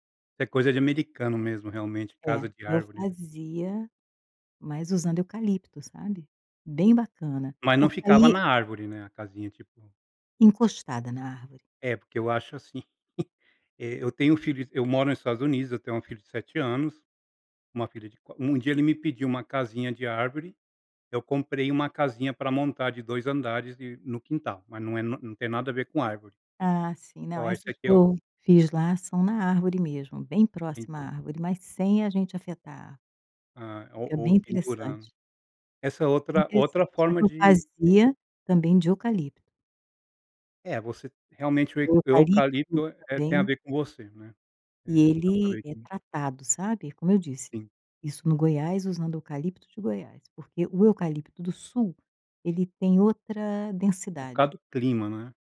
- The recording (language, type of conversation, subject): Portuguese, podcast, Você pode me contar uma história que define o seu modo de criar?
- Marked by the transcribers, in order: chuckle; tapping; other background noise